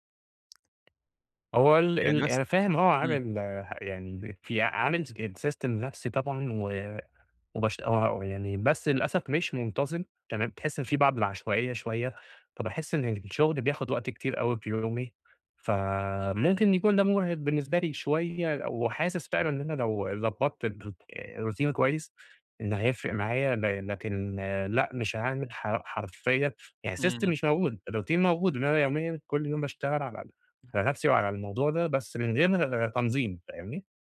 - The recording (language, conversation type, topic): Arabic, advice, إزاي أفضل متحفّز وأحافظ على الاستمرارية في أهدافي اليومية؟
- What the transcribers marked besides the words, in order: tapping; in English: "sy system"; in English: "الروتين"; in English: "system"; in English: "الروتين"; other background noise